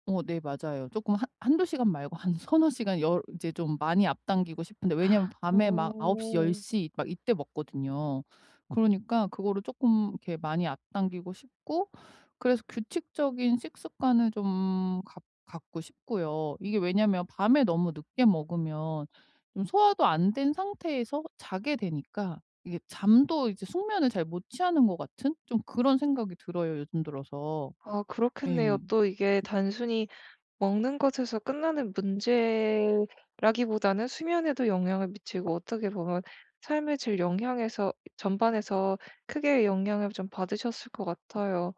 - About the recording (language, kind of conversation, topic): Korean, advice, 해로운 습관을 더 건강한 행동으로 어떻게 대체할 수 있을까요?
- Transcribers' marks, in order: gasp; tapping